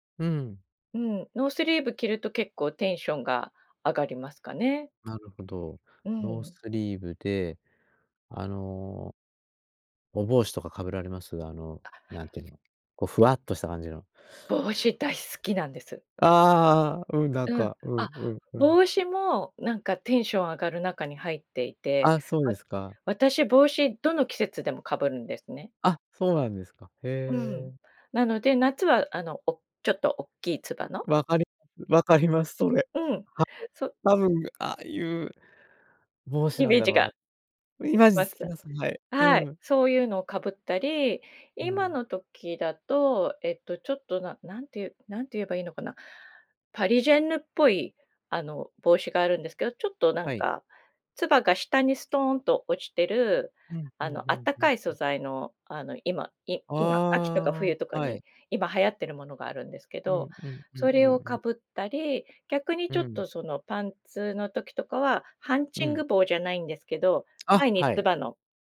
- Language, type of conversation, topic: Japanese, podcast, 着るだけで気分が上がる服には、どんな特徴がありますか？
- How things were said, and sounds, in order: "イメージ" said as "イマジ"; other noise